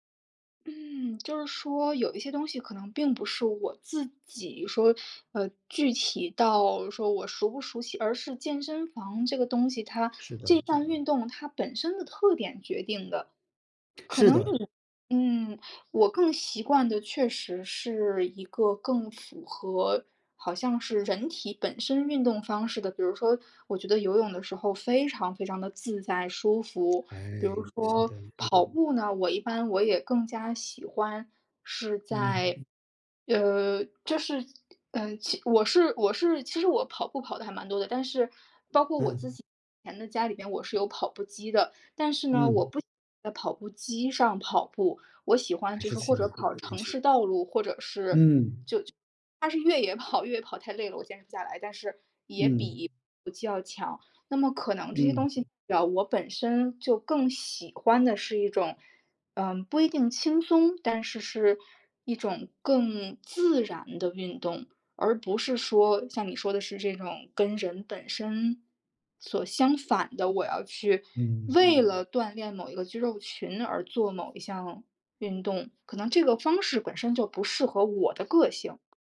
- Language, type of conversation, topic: Chinese, advice, 在健身房时我总会感到害羞或社交焦虑，该怎么办？
- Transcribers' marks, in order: other background noise; unintelligible speech; background speech